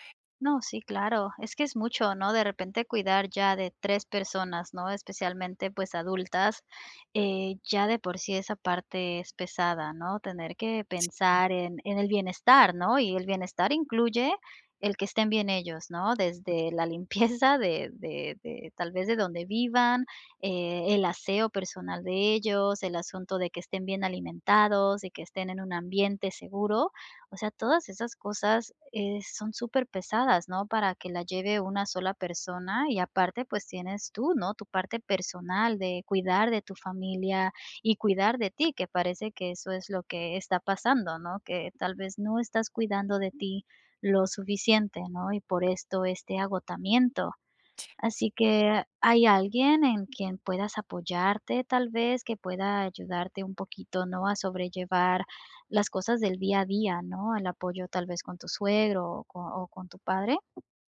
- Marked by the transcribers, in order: tapping; laughing while speaking: "limpieza"; other noise
- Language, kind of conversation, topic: Spanish, advice, ¿Cómo puedo manejar la soledad y la falta de apoyo emocional mientras me recupero del agotamiento?